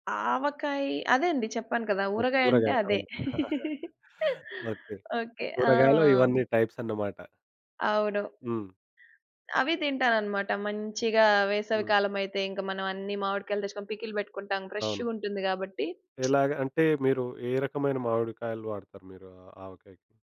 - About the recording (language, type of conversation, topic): Telugu, podcast, సీజన్ మారినప్పుడు మీ ఆహార అలవాట్లు ఎలా మారుతాయి?
- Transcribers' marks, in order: chuckle; in English: "టైప్స్"; in English: "పికిల్"; in English: "ఫ్రెష్"; lip smack